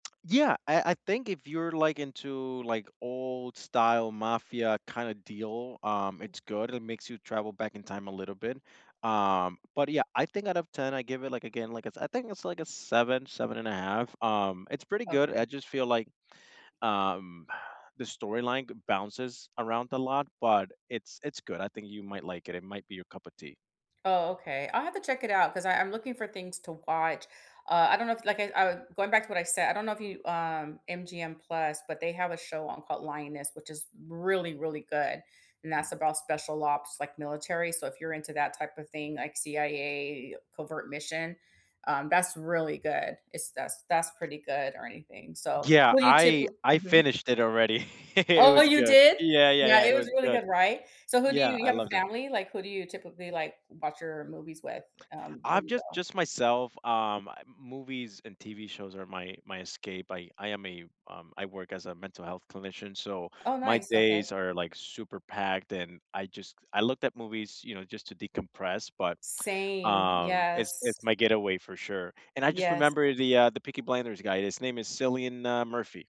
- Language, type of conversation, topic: English, unstructured, What underrated movies or TV shows should we watch together this weekend?
- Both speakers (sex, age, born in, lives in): female, 50-54, United States, United States; male, 25-29, United States, United States
- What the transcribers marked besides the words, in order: other noise; sigh; chuckle; surprised: "Oh, you did?"